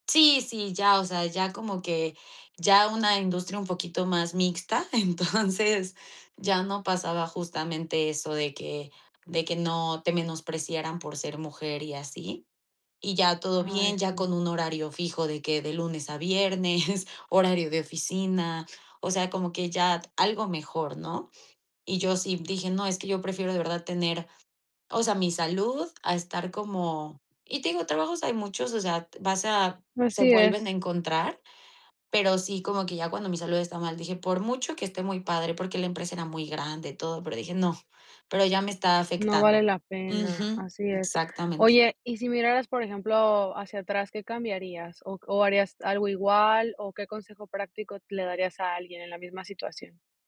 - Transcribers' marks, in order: chuckle
- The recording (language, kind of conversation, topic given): Spanish, podcast, ¿Cómo decidiste dejar un trabajo estable?